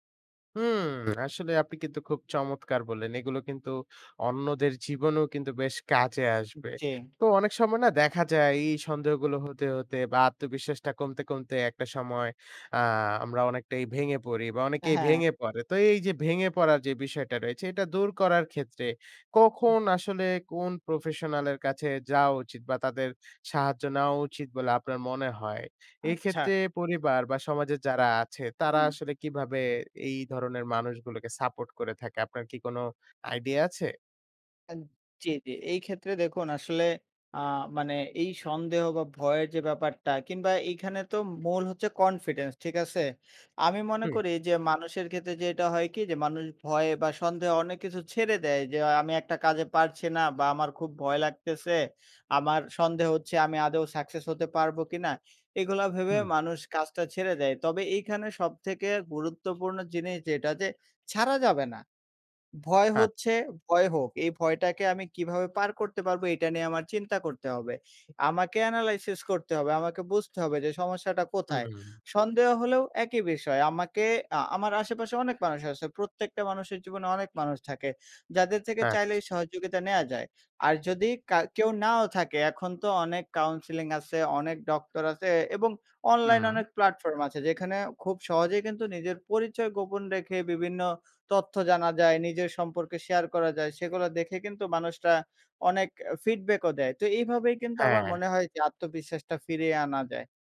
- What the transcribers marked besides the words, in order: tapping; in English: "analysis"; other noise; in English: "ফিডব্যাকও"
- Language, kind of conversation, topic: Bengali, podcast, তুমি কীভাবে নিজের ভয় বা সন্দেহ কাটাও?